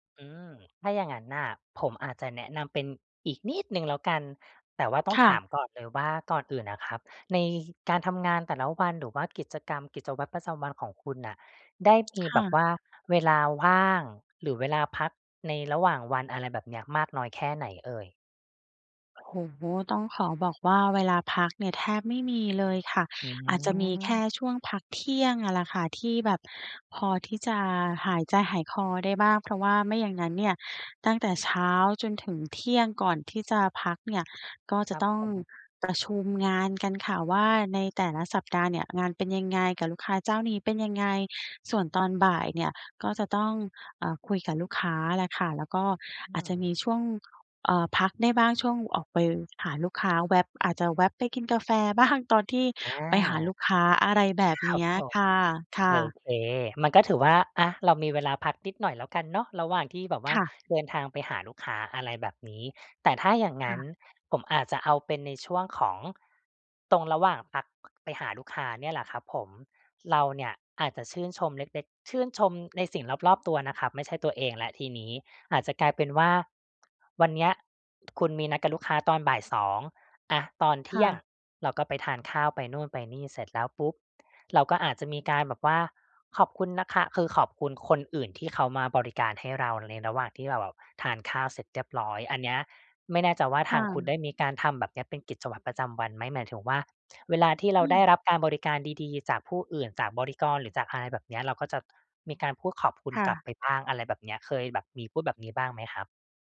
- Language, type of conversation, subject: Thai, advice, จะเริ่มเห็นคุณค่าของสิ่งเล็กๆ รอบตัวได้อย่างไร?
- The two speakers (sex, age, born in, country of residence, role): female, 35-39, Thailand, Thailand, user; other, 35-39, Thailand, Thailand, advisor
- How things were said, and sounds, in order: stressed: "นิด"; other background noise; laughing while speaking: "บ้าง"; tapping; other noise